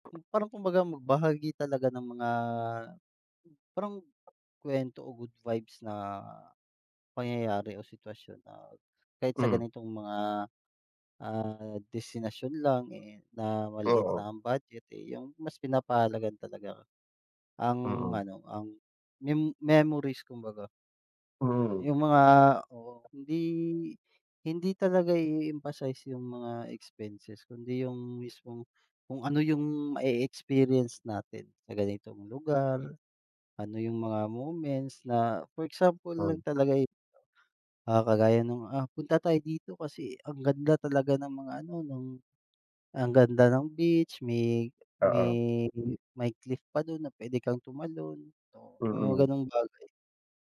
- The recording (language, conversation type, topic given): Filipino, unstructured, Paano mo mahihikayat ang mga kaibigan mong magbakasyon kahit kaunti lang ang badyet?
- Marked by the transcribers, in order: tapping